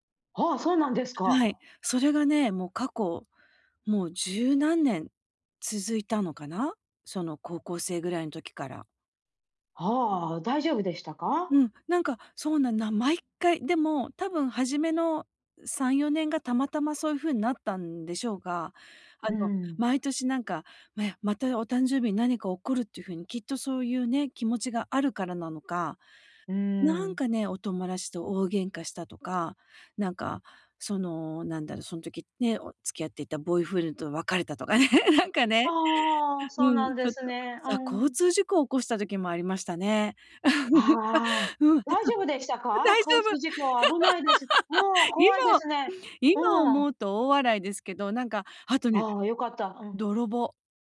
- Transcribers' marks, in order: laughing while speaking: "とかね"; laugh; laughing while speaking: "うん"; laugh
- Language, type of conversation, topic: Japanese, advice, 祝い事で期待と現実のギャップにどう向き合えばよいですか？